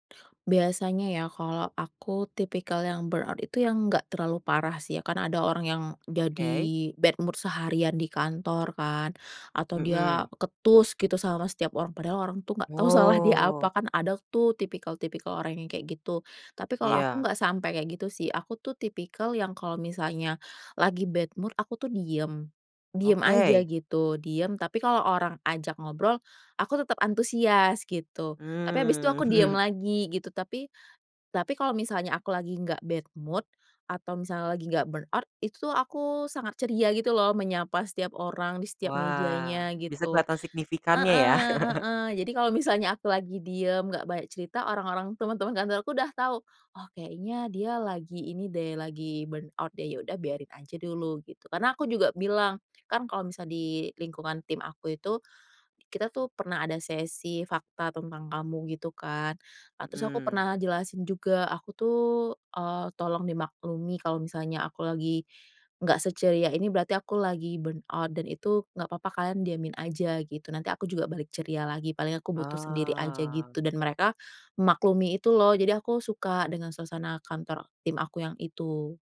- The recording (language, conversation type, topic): Indonesian, podcast, Bagaimana cara kamu mengatasi kelelahan mental akibat pekerjaan?
- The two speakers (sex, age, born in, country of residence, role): female, 30-34, Indonesia, Indonesia, guest; male, 20-24, Indonesia, Indonesia, host
- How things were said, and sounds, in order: in English: "burnout"; in English: "bad mood"; in English: "bad mood"; chuckle; in English: "bad mood"; in English: "burnout"; chuckle; in English: "burnout"; in English: "burnout"; drawn out: "Oh"